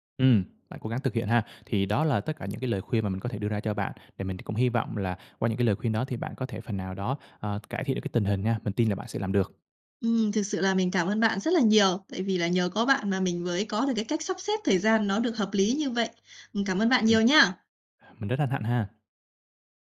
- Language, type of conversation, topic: Vietnamese, advice, Làm sao sắp xếp thời gian để tập luyện khi tôi quá bận rộn?
- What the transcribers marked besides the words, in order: tapping